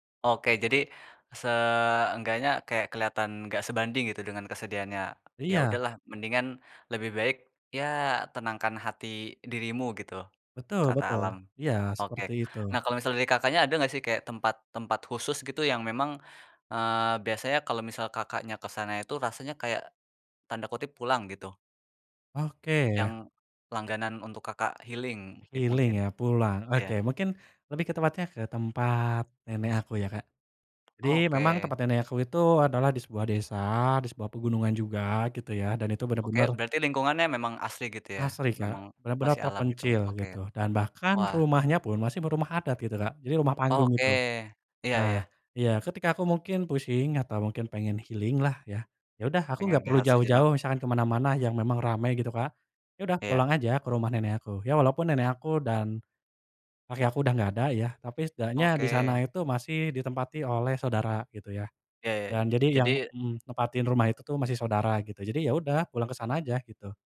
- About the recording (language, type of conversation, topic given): Indonesian, podcast, Bagaimana alam membantu kamu melewati masa-masa sulit?
- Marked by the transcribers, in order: in English: "healing"; in English: "Healing"; tapping; other background noise; in English: "healing"